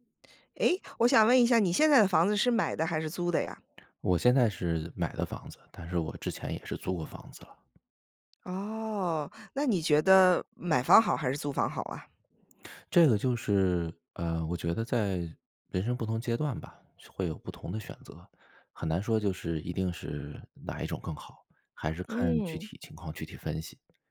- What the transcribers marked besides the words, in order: none
- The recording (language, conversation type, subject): Chinese, podcast, 你会如何权衡买房还是租房？